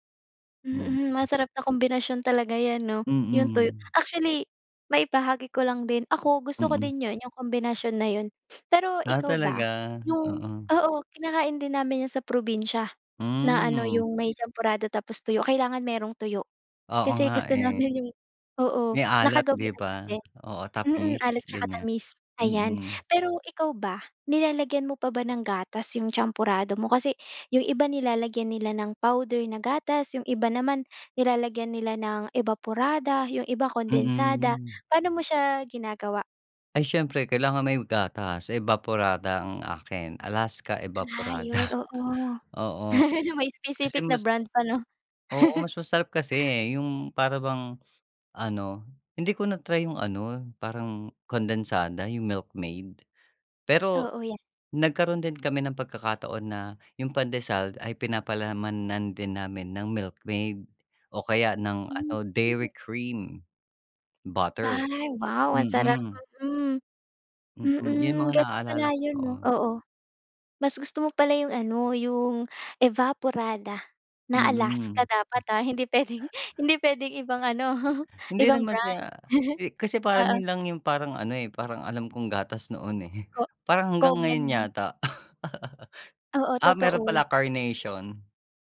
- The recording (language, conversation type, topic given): Filipino, podcast, Ano ang paborito mong almusal at bakit?
- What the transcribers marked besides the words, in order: other background noise; sniff; laugh; chuckle; laughing while speaking: "hindi puwedeng"; chuckle; laugh